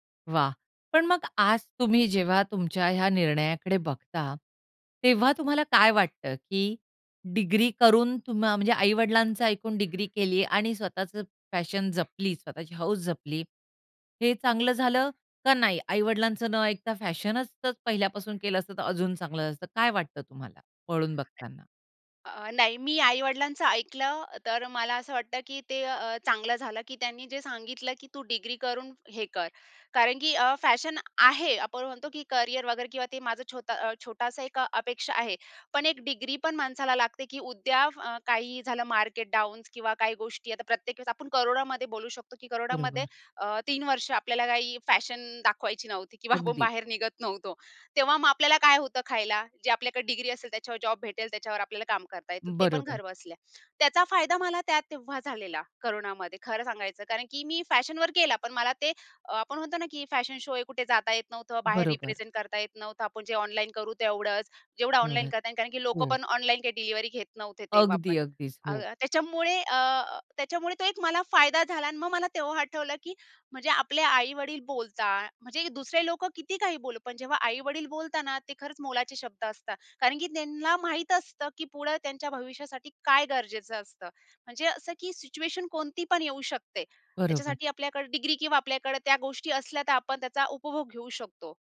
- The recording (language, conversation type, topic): Marathi, podcast, तुम्ही समाजाच्या अपेक्षांमुळे करिअरची निवड केली होती का?
- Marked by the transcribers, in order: bird; in English: "पॅशन"; tapping; other noise; chuckle; in English: "शो"; in English: "रिप्रेझेंट"